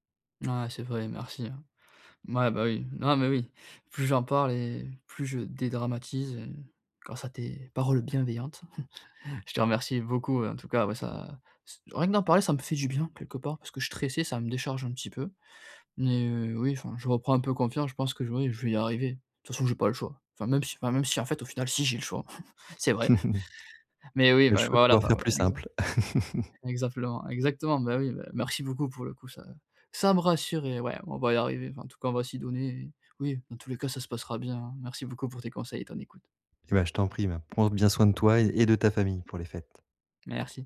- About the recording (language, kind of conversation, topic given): French, advice, Comment gérer la pression financière pendant les fêtes ?
- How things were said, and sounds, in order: stressed: "paroles"; chuckle; chuckle; "exactement" said as "exaplement"; other background noise; chuckle